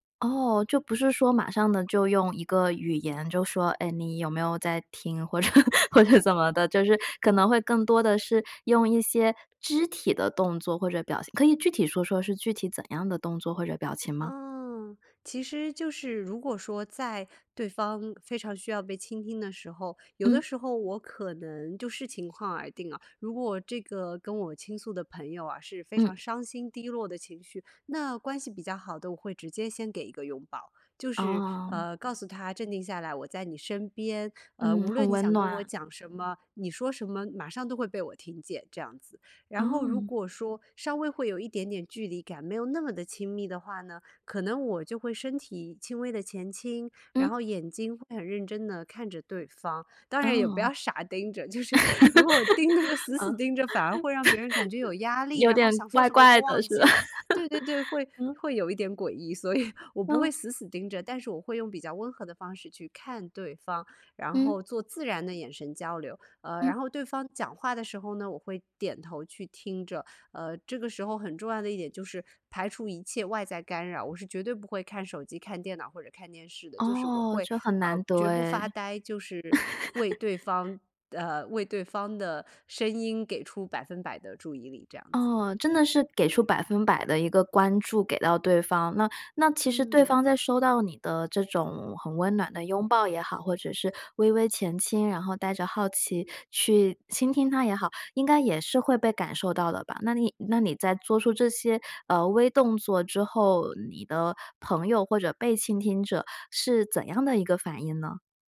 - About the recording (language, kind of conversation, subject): Chinese, podcast, 有什么快速的小技巧能让别人立刻感到被倾听吗？
- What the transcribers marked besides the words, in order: laughing while speaking: "或者 或者怎么的"; other background noise; laughing while speaking: "就是如果盯那个死死盯着"; laugh; laugh; laughing while speaking: "所以"; laugh